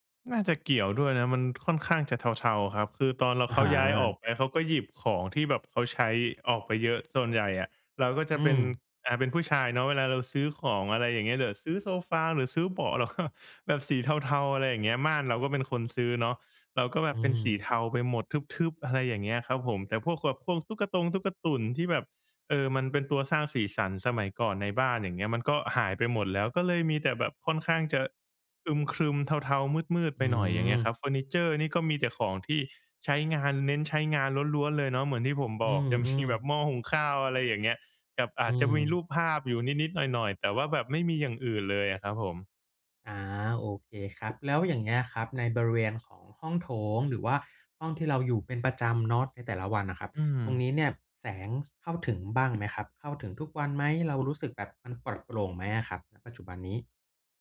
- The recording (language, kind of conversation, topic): Thai, advice, ฉันควรจัดสภาพแวดล้อมรอบตัวอย่างไรเพื่อเลิกพฤติกรรมที่ไม่ดี?
- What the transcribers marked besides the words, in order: laughing while speaking: "เราก็"; laughing while speaking: "จะมี"; tapping; "เนาะ" said as "น็อด"; other background noise